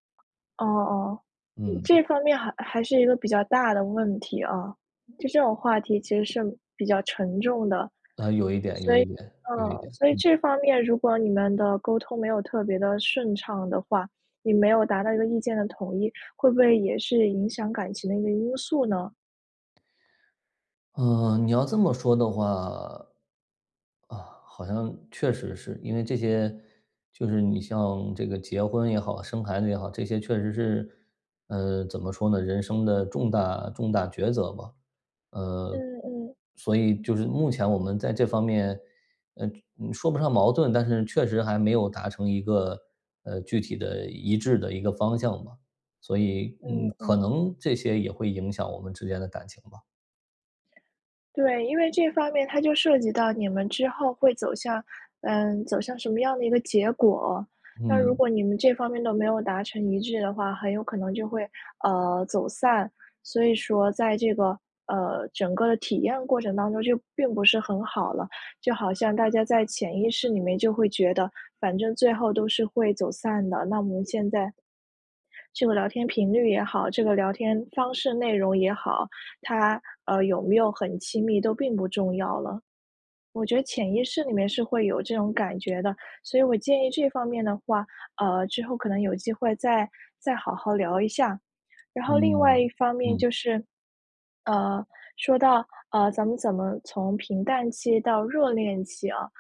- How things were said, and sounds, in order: other background noise; other noise; tapping
- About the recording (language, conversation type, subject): Chinese, advice, 当你感觉伴侣渐行渐远、亲密感逐渐消失时，你该如何应对？